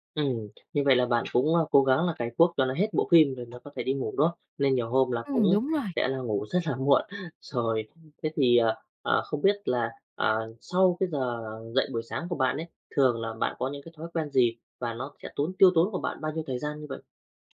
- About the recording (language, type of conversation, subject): Vietnamese, advice, Làm sao để thức dậy đúng giờ và sắp xếp buổi sáng hiệu quả hơn?
- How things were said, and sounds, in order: tapping; laughing while speaking: "rất là muộn. Rồi"